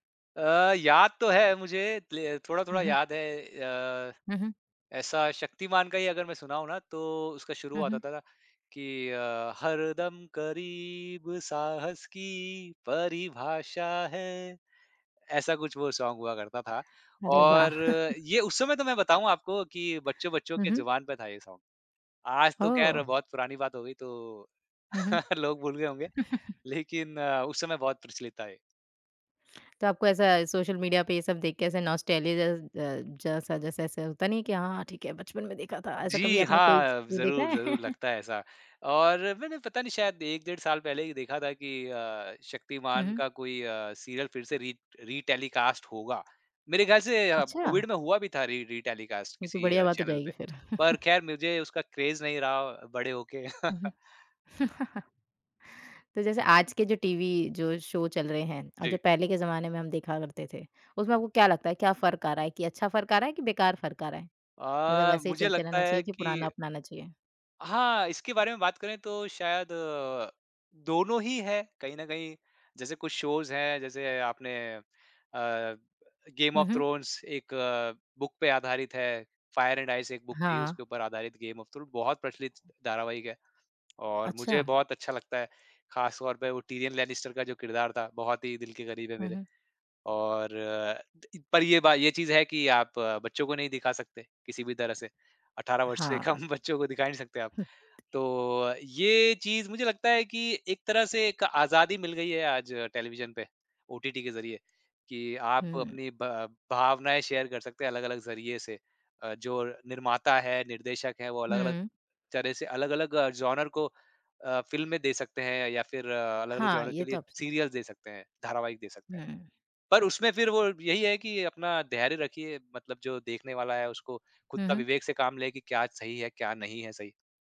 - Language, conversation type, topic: Hindi, podcast, क्या आप अपने बचपन की कोई टीवी से जुड़ी याद साझा करेंगे?
- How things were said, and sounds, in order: singing: "हरदम करीब साहस की परिभाषा है"; in English: "सॉन्ग"; chuckle; in English: "सॉन्ग"; chuckle; chuckle; in English: "नॉस्टैलजिया"; chuckle; in English: "सीरियल"; in English: "रीट रीटेलीकास्ट"; in English: "री रीटेलीकास्ट"; chuckle; in English: "क्रेज़"; chuckle; in English: "शो"; other background noise; in English: "शोज़"; in English: "बुक"; in English: "बुक"; laughing while speaking: "से कम"; in English: "जॉन्रा"; in English: "जॉन्रा"; in English: "सिरियल्स"